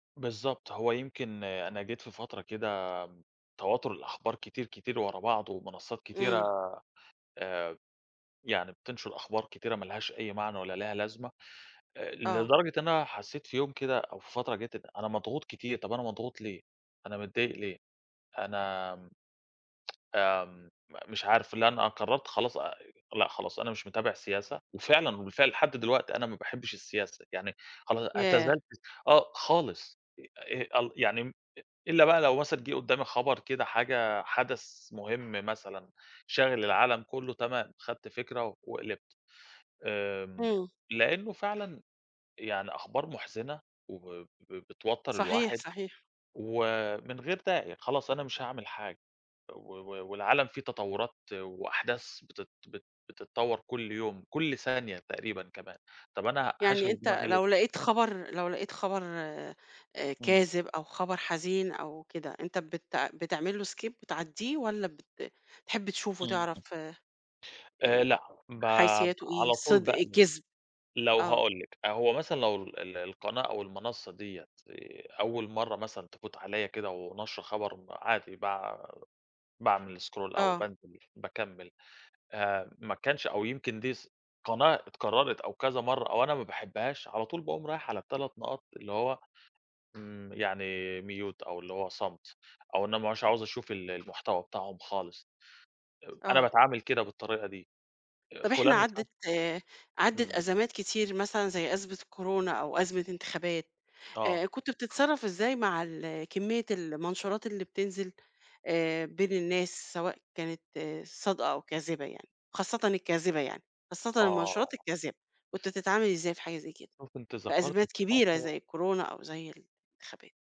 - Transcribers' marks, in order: tsk; unintelligible speech; tapping; in English: "skip"; other noise; other background noise; in English: "scroll"; in English: "mute"
- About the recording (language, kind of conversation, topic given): Arabic, podcast, إزاي بتتعامل مع الأخبار الكدابة على الإنترنت؟